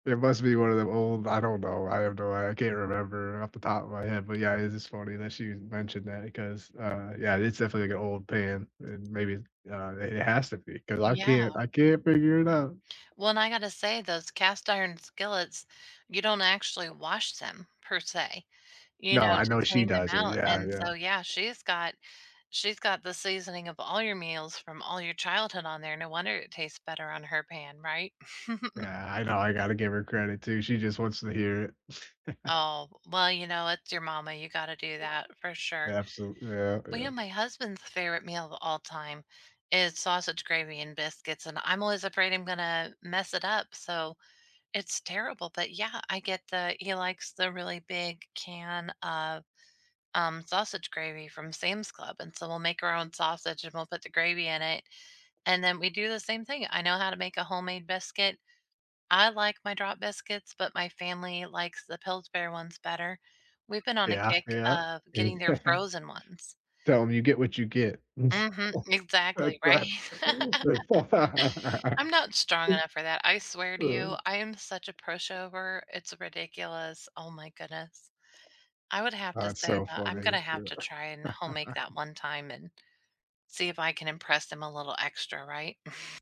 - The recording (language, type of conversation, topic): English, unstructured, What meal brings back strong memories for you?
- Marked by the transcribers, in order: other background noise; tapping; giggle; chuckle; laughing while speaking: "Yeah"; laughing while speaking: "right?"; laughing while speaking: "That's that"; laugh; chuckle; chuckle